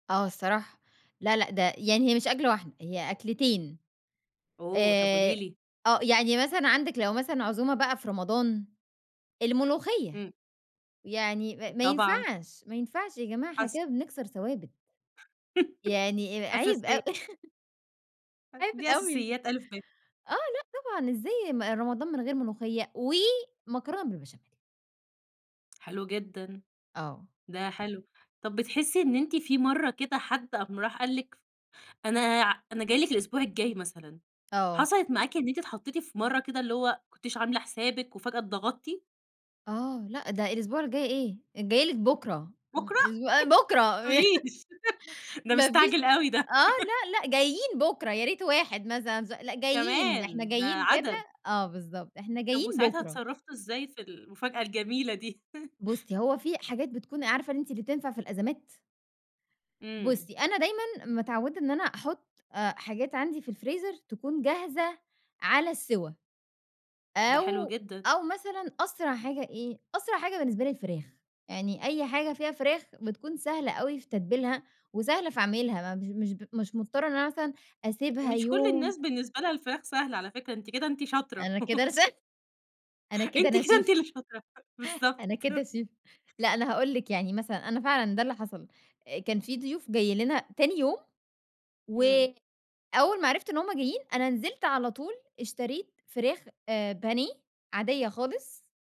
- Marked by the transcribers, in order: tapping; other noise; chuckle; unintelligible speech; chuckle; laughing while speaking: "ما تقوليش"; chuckle; chuckle; chuckle; laugh; laughing while speaking: "أنتِ كده أنتِ اللي شاطرة. بالضبط"; in English: "شيف"; chuckle; in English: "شيف"
- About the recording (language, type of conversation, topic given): Arabic, podcast, إزاي بتجهّزي الأكل قبل العيد أو قبل مناسبة كبيرة؟